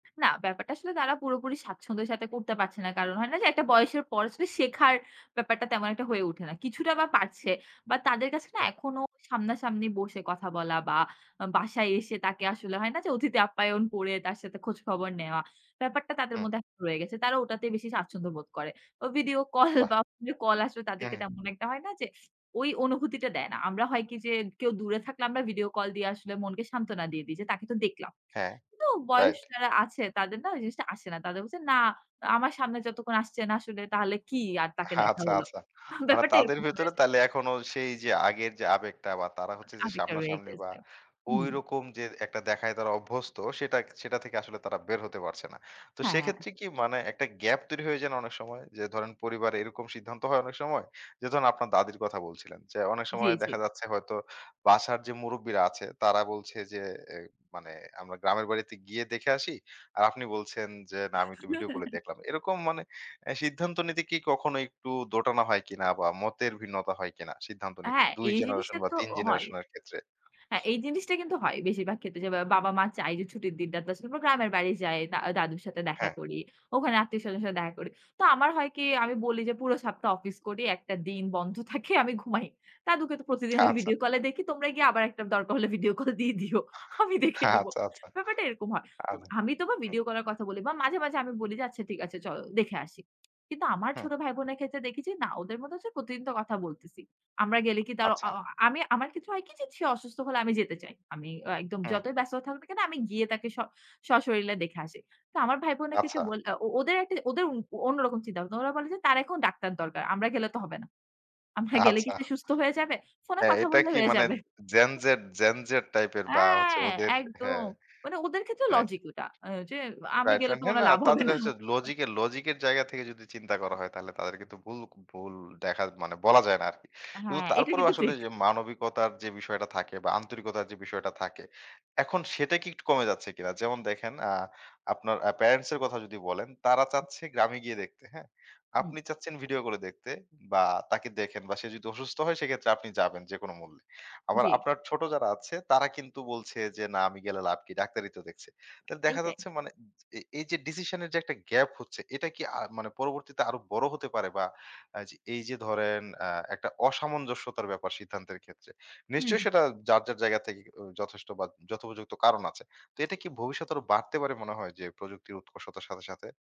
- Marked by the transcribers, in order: "করে" said as "পড়ে"; unintelligible speech; laughing while speaking: "কল"; tapping; laughing while speaking: "আচ্ছা, আচ্ছা"; "আবেগ" said as "আবেক"; chuckle; other background noise; unintelligible speech; laughing while speaking: "বন্ধ থাকে আমি ঘুমাই"; laughing while speaking: "আমি"; laughing while speaking: "ভিডিও কল দিয়ে দিও আমি দেখে নিবো"; chuckle; laughing while speaking: "আচ্ছা, আচ্ছা"; laughing while speaking: "আচ্ছা"; laughing while speaking: "আমরা গেলে কি"; other noise; joyful: "অ্যা"; laughing while speaking: "হবে না"
- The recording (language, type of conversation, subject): Bengali, podcast, বাস্তব জীবনের পরিচিতদের সঙ্গে সম্পর্ক টিকিয়ে রাখতে অনলাইন যোগাযোগ কীভাবে কাজে লাগে?